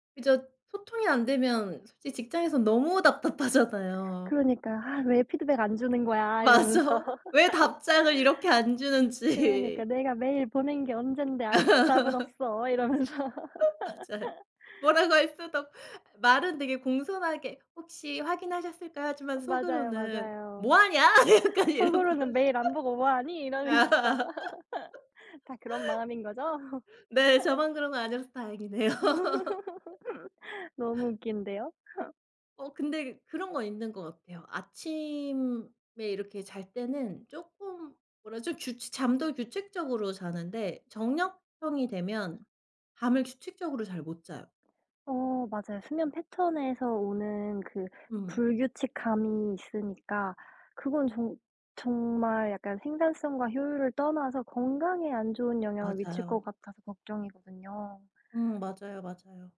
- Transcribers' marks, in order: laughing while speaking: "맞아"; laughing while speaking: "이러면서"; laugh; laughing while speaking: "주는지"; laugh; laughing while speaking: "이러면서"; laugh; tapping; laughing while speaking: "이런 거"; laughing while speaking: "거죠"; laugh; laughing while speaking: "다행이네요"; laugh; other background noise; laugh
- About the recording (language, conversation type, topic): Korean, unstructured, 당신은 아침형 인간인가요, 아니면 저녁형 인간인가요?